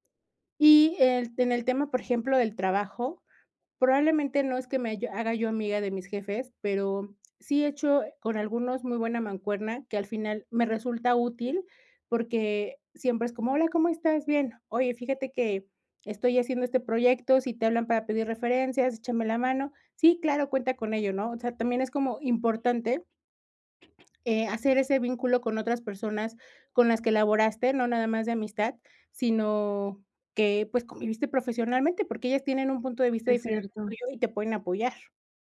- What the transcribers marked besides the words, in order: tapping
- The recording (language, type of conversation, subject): Spanish, podcast, ¿Cómo creas redes útiles sin saturarte de compromisos?